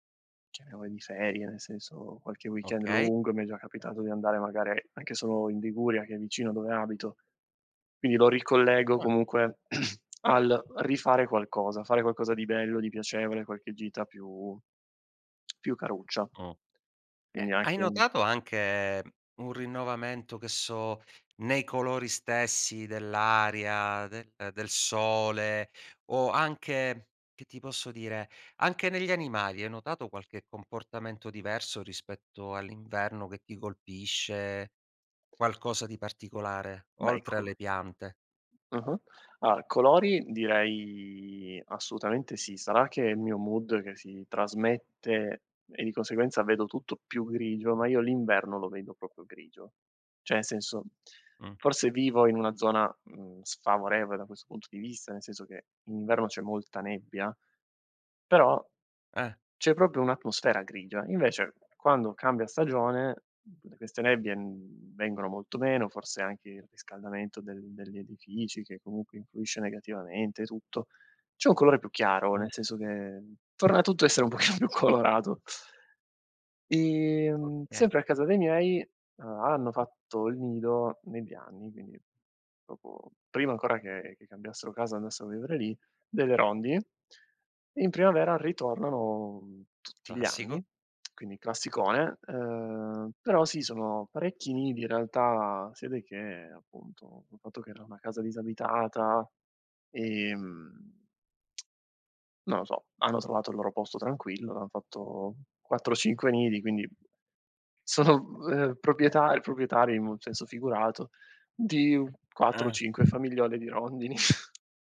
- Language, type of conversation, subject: Italian, podcast, Come fa la primavera a trasformare i paesaggi e le piante?
- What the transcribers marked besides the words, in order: throat clearing; lip smack; "Allora" said as "alr"; in English: "mood"; "proprio" said as "propio"; "Cioè" said as "ceh"; "proprio" said as "propio"; tapping; laughing while speaking: "un pochino più colorato"; "proprio" said as "propo"; lip smack; "si vede" said as "si ede"; tsk; other background noise; chuckle